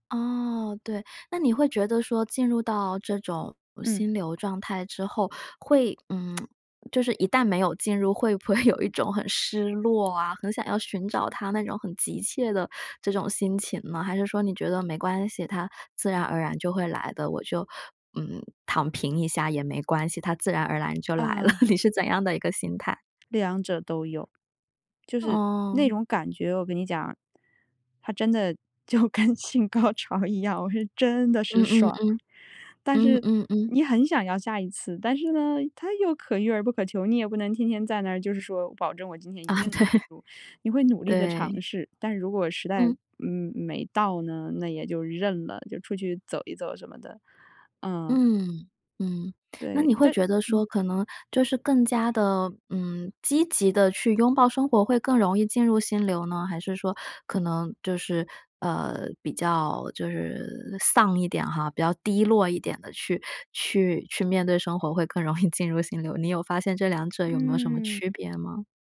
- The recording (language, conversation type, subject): Chinese, podcast, 你如何知道自己进入了心流？
- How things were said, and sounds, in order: tsk; laughing while speaking: "会"; other background noise; "自然而然" said as "自然而蓝"; chuckle; laughing while speaking: "就跟性高潮一样"; laughing while speaking: "对"; laughing while speaking: "易进入"